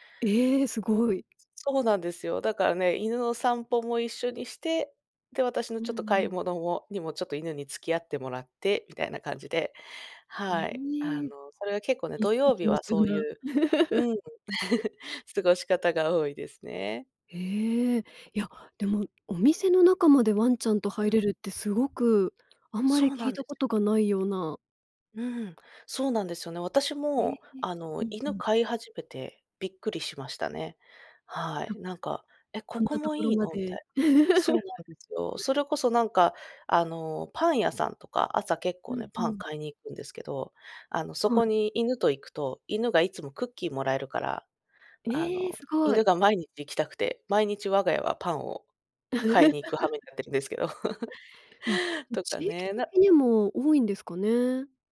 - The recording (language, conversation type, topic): Japanese, podcast, 週末は家でどのように過ごしていますか？
- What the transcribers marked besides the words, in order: laugh; chuckle; other background noise; chuckle; laugh; chuckle